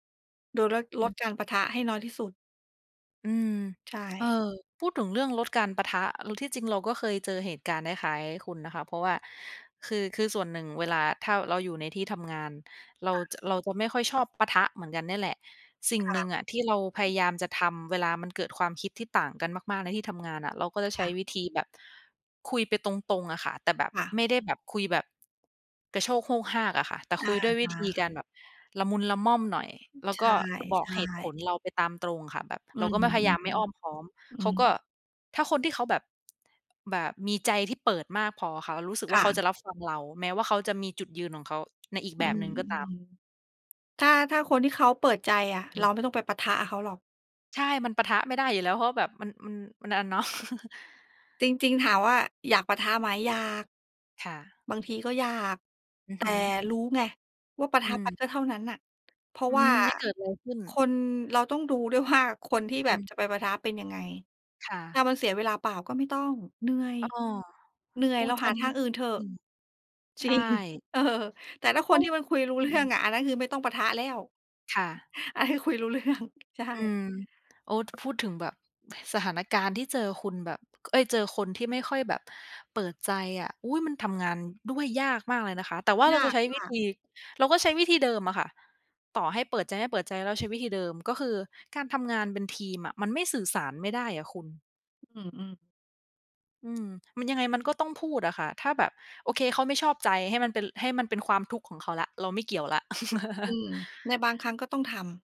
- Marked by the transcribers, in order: tapping; other background noise; chuckle; laughing while speaking: "ไอ้ คุยรู้เรื่อง"; chuckle
- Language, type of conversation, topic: Thai, unstructured, คุณคิดและรับมืออย่างไรเมื่อเจอสถานการณ์ที่ต้องโน้มน้าวใจคนอื่น?